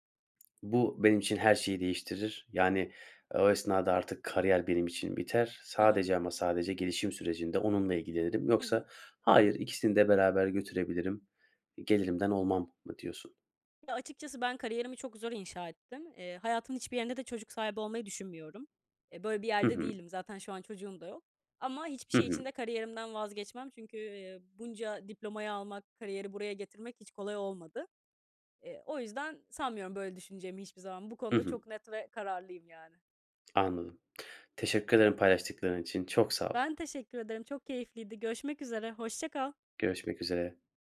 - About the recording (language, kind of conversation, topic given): Turkish, podcast, İş-özel hayat dengesini nasıl kuruyorsun?
- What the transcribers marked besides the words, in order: none